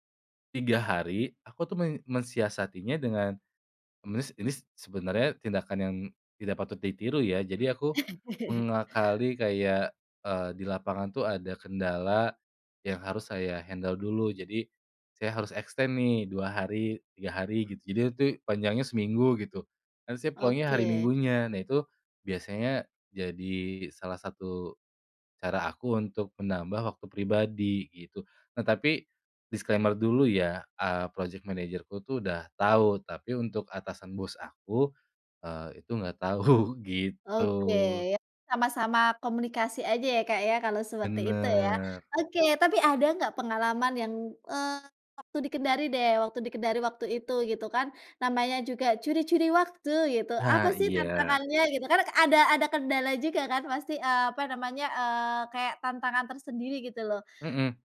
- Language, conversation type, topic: Indonesian, podcast, Bagaimana cara kamu menetapkan batasan antara pekerjaan dan waktu pribadi?
- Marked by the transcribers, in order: chuckle; in English: "handle"; in English: "extend"; in English: "disclaimer"; laughing while speaking: "tahu"